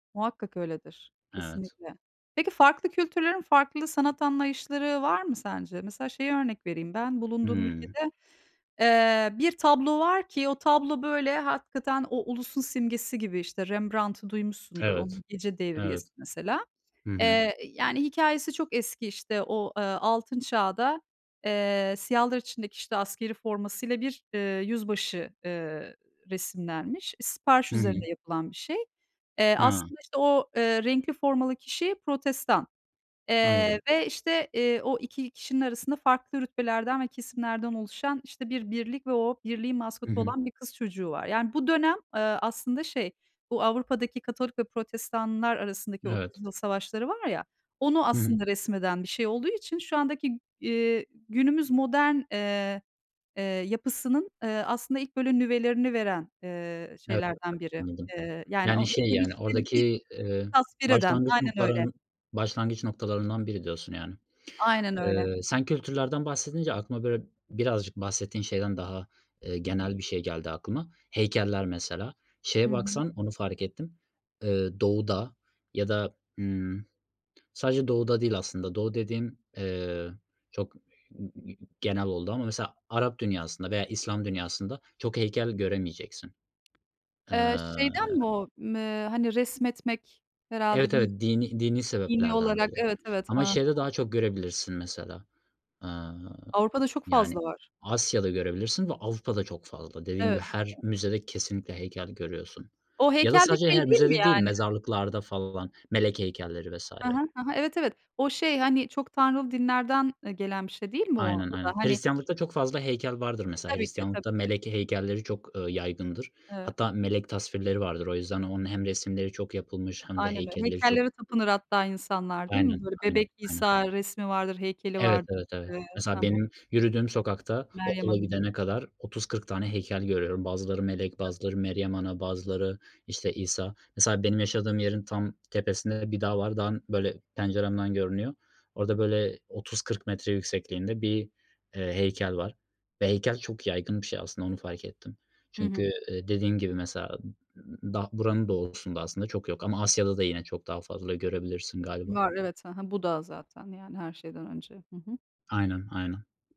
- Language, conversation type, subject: Turkish, unstructured, Sanat eserleri insanlar arasında nasıl bir bağ kurar?
- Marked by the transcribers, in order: other background noise; tapping; unintelligible speech; unintelligible speech; unintelligible speech; unintelligible speech